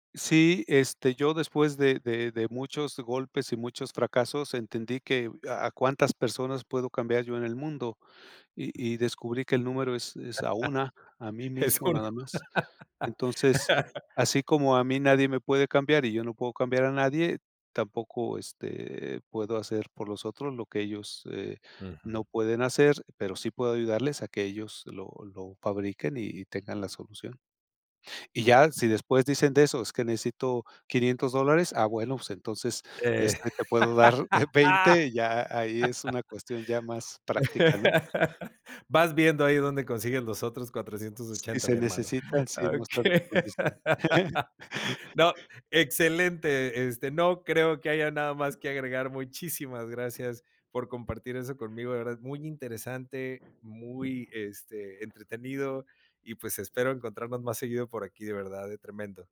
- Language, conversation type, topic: Spanish, podcast, ¿Qué frases te ayudan a demostrar empatía de verdad?
- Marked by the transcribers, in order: laugh; laughing while speaking: "Es un"; laugh; laughing while speaking: "veinte"; laugh; laugh; laughing while speaking: "Okey"; laugh